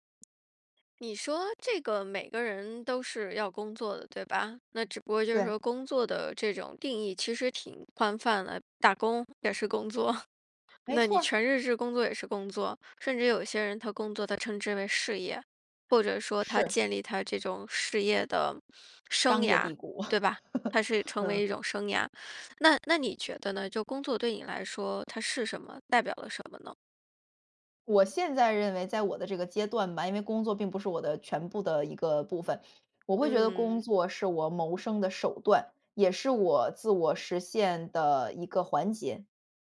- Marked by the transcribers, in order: laughing while speaking: "工作"; laugh
- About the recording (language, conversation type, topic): Chinese, podcast, 工作对你来说代表了什么？
- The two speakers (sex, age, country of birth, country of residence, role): female, 20-24, China, United States, guest; female, 35-39, China, United States, host